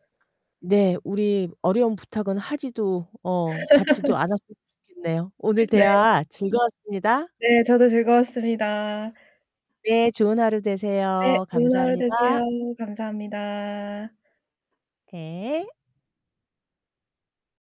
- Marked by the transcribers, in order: other background noise; laugh; distorted speech
- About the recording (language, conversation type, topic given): Korean, unstructured, 친구에게 부탁하기 어려운 일이 있을 때 어떻게 말하는 게 좋을까?